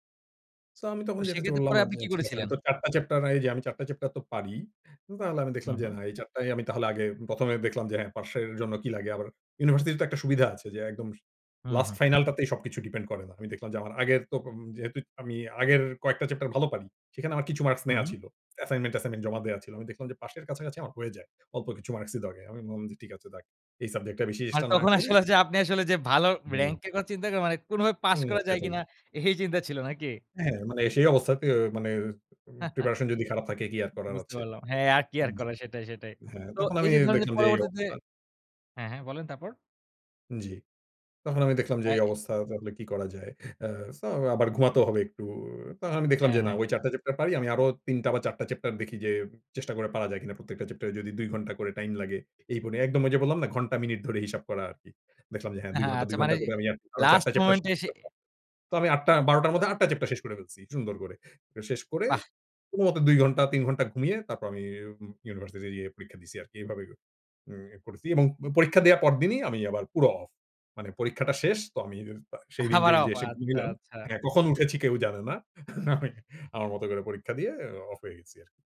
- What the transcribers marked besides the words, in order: "চিন্তা" said as "চেউ"; other background noise; "লাগে" said as "দাগে"; "বললাম" said as "বম"; "যাক" said as "দাগ"; "চেষ্টা" said as "ঈশটা"; chuckle; "বলে" said as "বনে"; laughing while speaking: "আবার অফ আচ্ছা, আচ্ছা"; unintelligible speech; laughing while speaking: "আমি আমার মত"
- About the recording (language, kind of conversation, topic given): Bengali, podcast, কাজ থেকে সত্যিই ‘অফ’ হতে তোমার কি কোনো নির্দিষ্ট রীতি আছে?